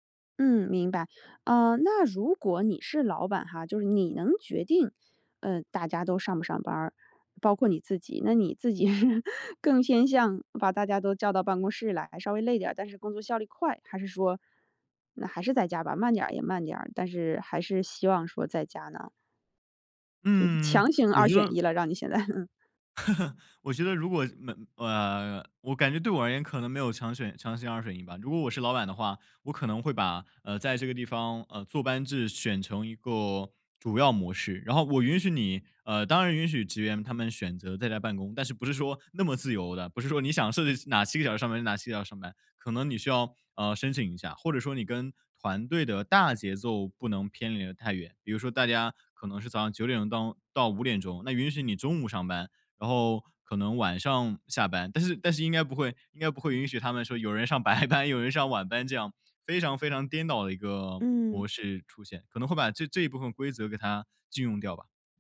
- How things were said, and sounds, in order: laughing while speaking: "是"; lip smack; laughing while speaking: "现在"; laugh; laughing while speaking: "上白班"
- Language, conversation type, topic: Chinese, podcast, 远程工作会如何影响公司文化？